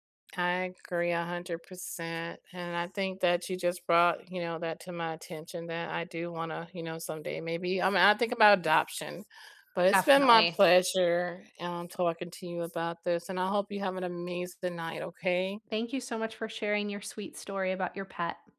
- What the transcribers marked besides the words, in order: other background noise
- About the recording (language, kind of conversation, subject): English, unstructured, How do pets change your relationship—balancing affection, responsibilities, finances, and future plans?
- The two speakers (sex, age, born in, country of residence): female, 35-39, United States, United States; female, 45-49, United States, United States